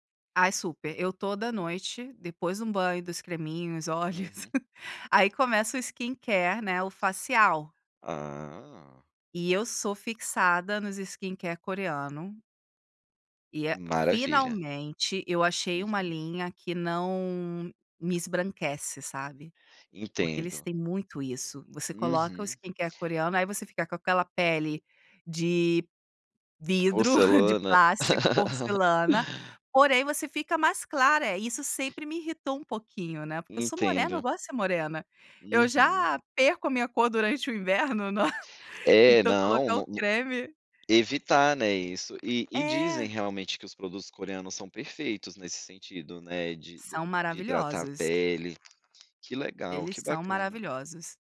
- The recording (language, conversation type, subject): Portuguese, podcast, O que não pode faltar no seu ritual antes de dormir?
- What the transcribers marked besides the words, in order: chuckle; in English: "skincare"; in English: "skincare"; tapping; in English: "skincare"; chuckle; laugh; chuckle; other background noise